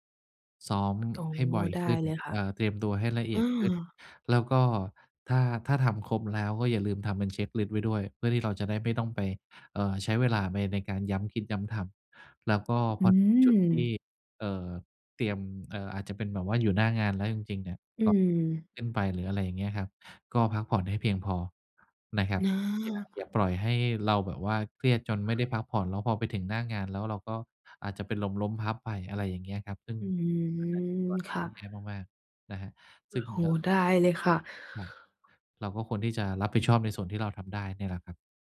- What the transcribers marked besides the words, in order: other background noise; tapping; drawn out: "อือ"
- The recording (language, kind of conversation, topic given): Thai, advice, จะจัดการความวิตกกังวลหลังได้รับคำติชมอย่างไรดี?